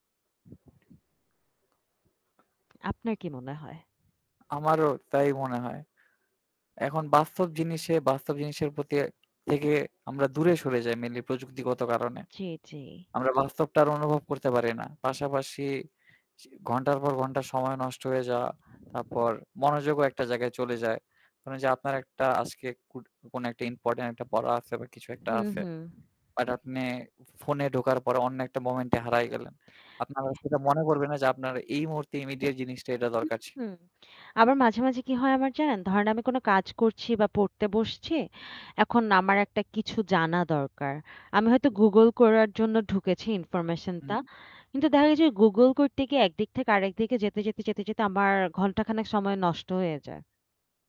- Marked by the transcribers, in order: other background noise; tapping; static; distorted speech; wind; in English: "ইনফরমেশন"
- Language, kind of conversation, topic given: Bengali, unstructured, আপনি কীভাবে প্রযুক্তি থেকে দূরে সময় কাটান?